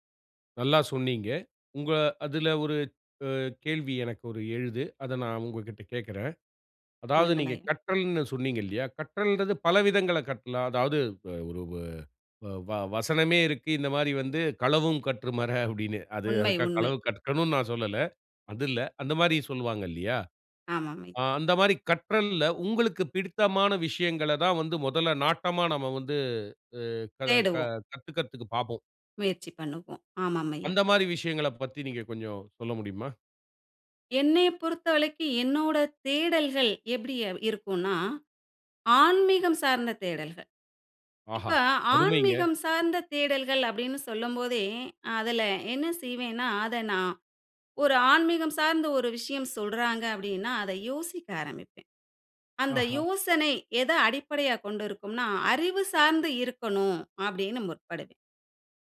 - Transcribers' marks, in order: chuckle; other background noise; "பொறுத்தவரைக்கு" said as "பொறுத்த அலைக்கு"
- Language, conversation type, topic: Tamil, podcast, ஒரு சாதாரண நாளில் நீங்கள் சிறிய கற்றல் பழக்கத்தை எப்படித் தொடர்கிறீர்கள்?